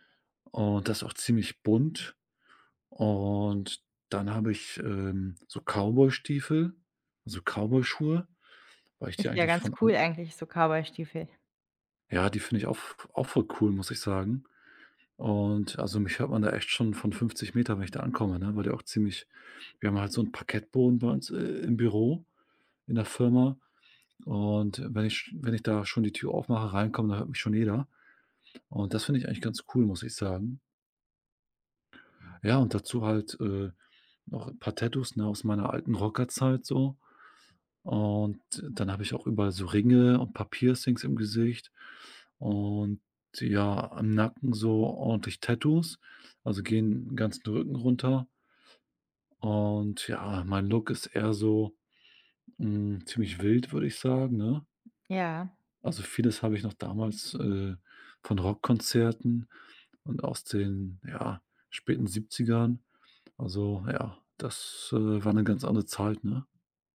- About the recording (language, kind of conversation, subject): German, advice, Wie fühlst du dich, wenn du befürchtest, wegen deines Aussehens oder deines Kleidungsstils verurteilt zu werden?
- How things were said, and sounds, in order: in English: "Look"